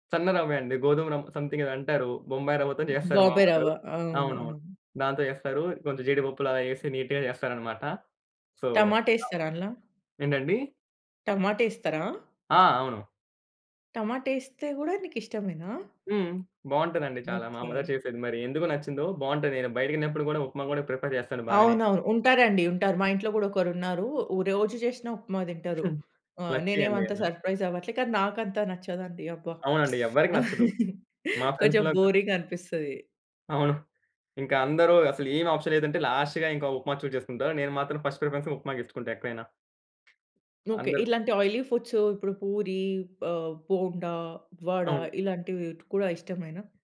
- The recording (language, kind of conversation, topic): Telugu, podcast, మీ చిన్నప్పట్లో మీకు అత్యంత ఇష్టమైన వంటకం ఏది?
- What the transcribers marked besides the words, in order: in English: "సమ్‌థింగ్"; other background noise; tapping; in English: "నీట్‌గా"; in English: "సో"; in Tamil: "ఉప్మా"; in English: "ప్రిఫర్"; chuckle; in English: "లక్కీ"; in English: "సర్ప్రైజ్"; in English: "ఫ్రెండ్స్‌లో"; lip smack; chuckle; in English: "బోరింగ్"; in English: "ఆప్షన్"; in English: "లాస్ట్‌గా"; in English: "చూజ్"; in English: "ఫస్ట్ ప్రిఫరెన్స్"; in English: "ఆయిలీ ఫుడ్స్"